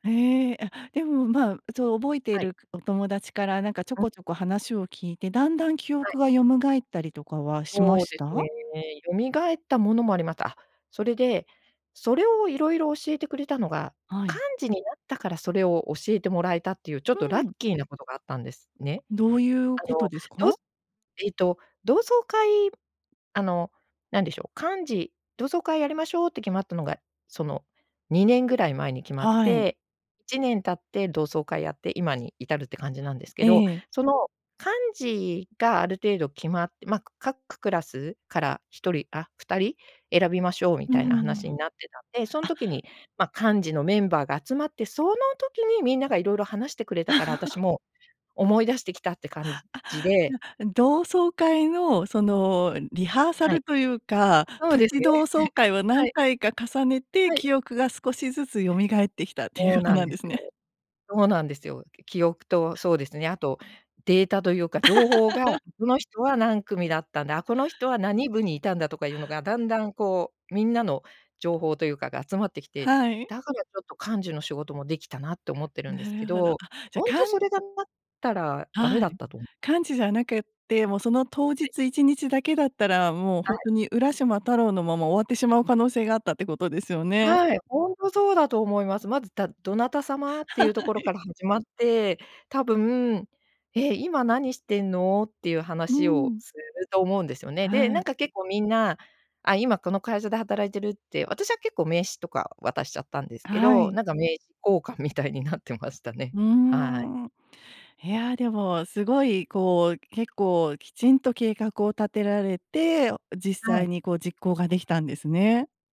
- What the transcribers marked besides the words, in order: laugh; chuckle; other noise; laugh; tapping; laughing while speaking: "はい"
- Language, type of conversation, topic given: Japanese, podcast, 長年会わなかった人と再会したときの思い出は何ですか？